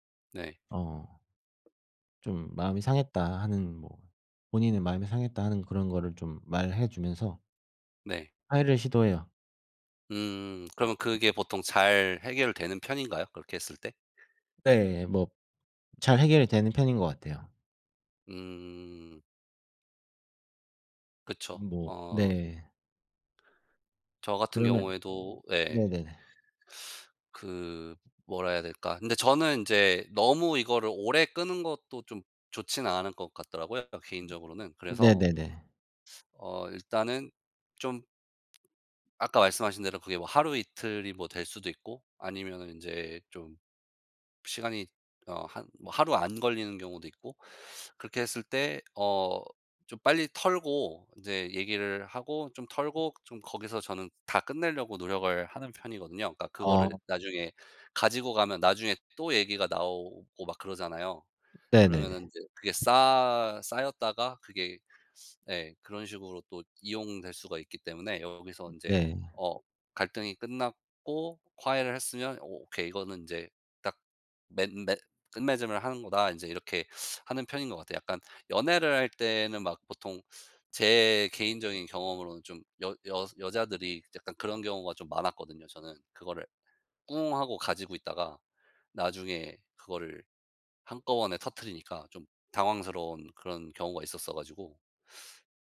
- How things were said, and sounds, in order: tapping; other background noise; other noise
- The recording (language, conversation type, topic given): Korean, unstructured, 친구와 갈등이 생겼을 때 어떻게 해결하나요?